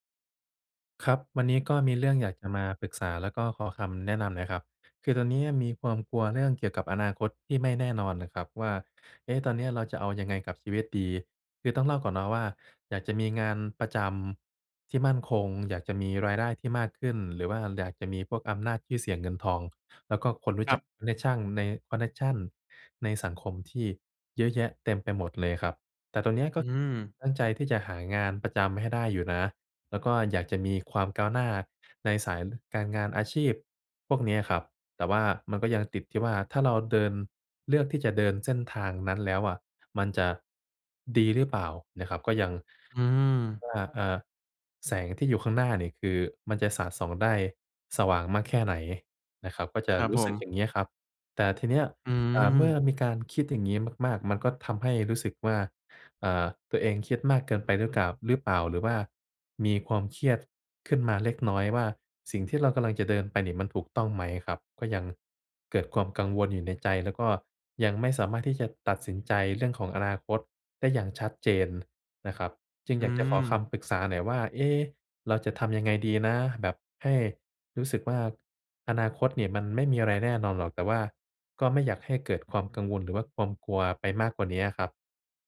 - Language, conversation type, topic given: Thai, advice, คุณกลัวอนาคตที่ไม่แน่นอนและไม่รู้ว่าจะทำอย่างไรดีใช่ไหม?
- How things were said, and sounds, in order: unintelligible speech